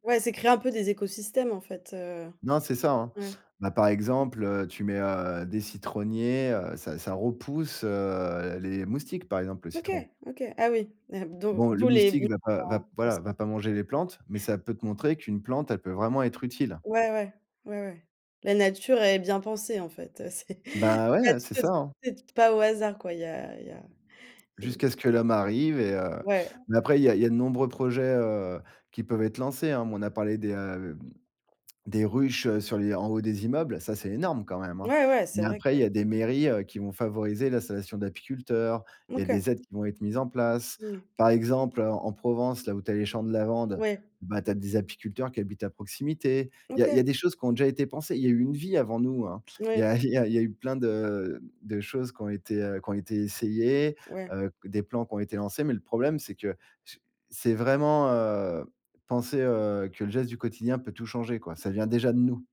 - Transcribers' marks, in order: unintelligible speech; chuckle; unintelligible speech; chuckle; tapping
- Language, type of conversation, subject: French, podcast, Comment peut-on protéger les abeilles, selon toi ?